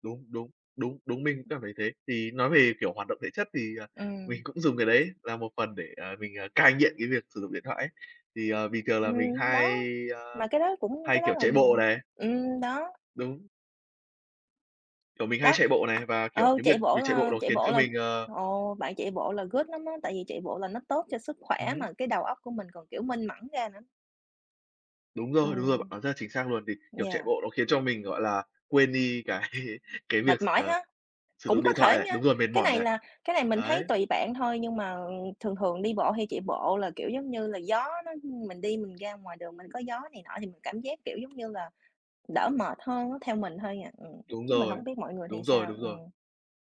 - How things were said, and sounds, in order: tapping; other background noise; in English: "good"; laughing while speaking: "cái"
- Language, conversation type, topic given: Vietnamese, unstructured, Bạn nghĩ sao về việc dùng điện thoại quá nhiều mỗi ngày?